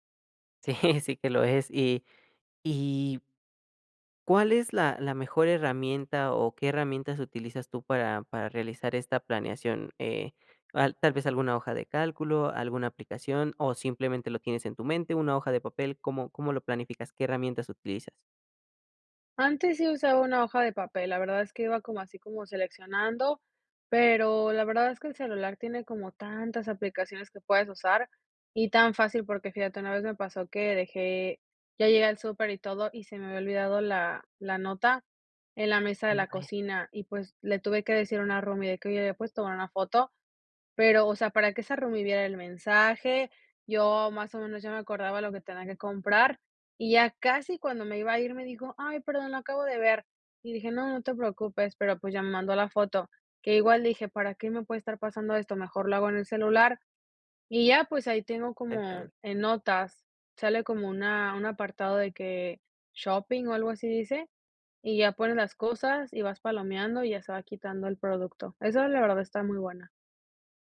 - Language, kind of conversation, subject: Spanish, podcast, ¿Cómo planificas las comidas de la semana sin volverte loco?
- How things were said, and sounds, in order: laughing while speaking: "Sí"; other noise